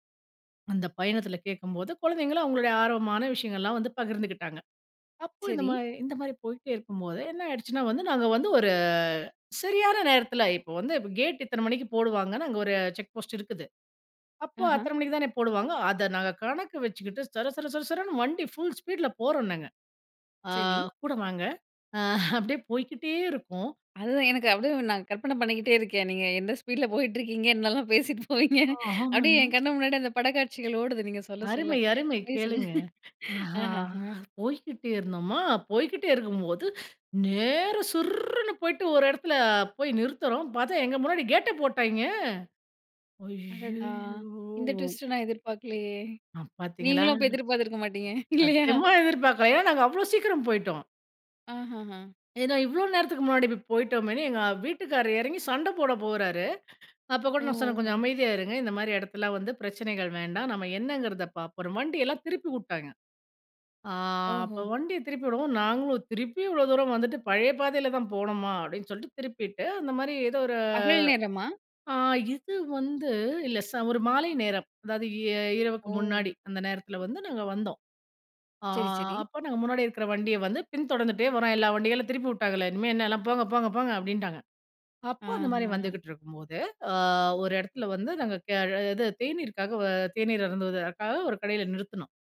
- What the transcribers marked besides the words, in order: laughing while speaking: "என்னலாம் பேசிட்டு போவீங்க?"; laughing while speaking: "சொல்லுங்க. அஹஹ"; drawn out: "ஐயயோ!"; laughing while speaking: "இல்லையா?"
- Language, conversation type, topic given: Tamil, podcast, ஒரு மறக்கமுடியாத பயணம் பற்றி சொல்லுங்க, அதிலிருந்து என்ன கற்றீங்க?